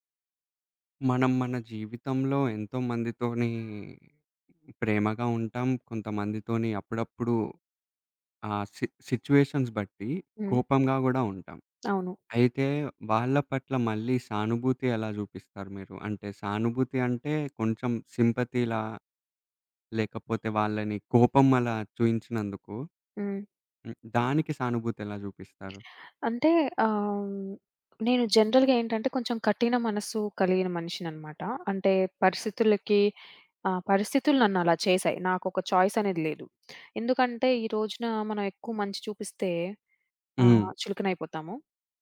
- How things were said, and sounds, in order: horn; in English: "సిట్యుయేషన్స్"; in English: "సింపతీ‌లా"; other background noise; in English: "జనరల్‌గా"; in English: "చాయిస్"
- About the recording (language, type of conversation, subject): Telugu, podcast, ఇతరుల పట్ల సానుభూతి ఎలా చూపిస్తారు?